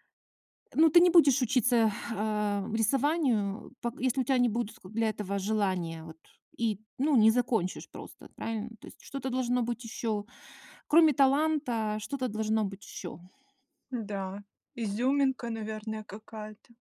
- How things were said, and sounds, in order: none
- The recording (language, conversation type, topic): Russian, podcast, Что для тебя значит быть творческой личностью?